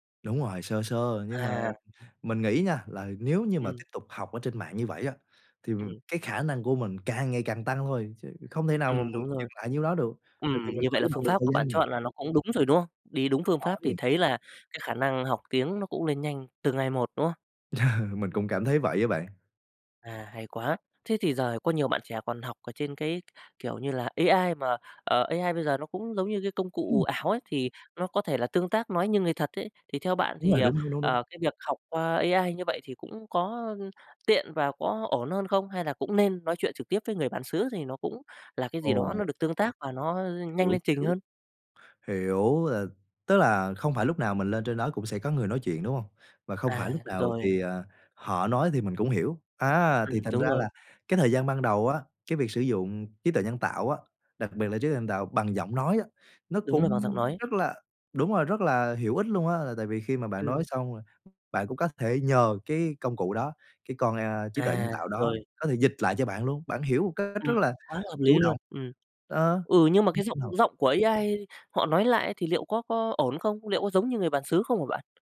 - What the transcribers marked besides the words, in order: laugh; tapping
- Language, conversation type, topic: Vietnamese, podcast, Bạn đã từng học một kỹ năng mới qua mạng chưa, và bạn có thể kể đôi chút về trải nghiệm đó không?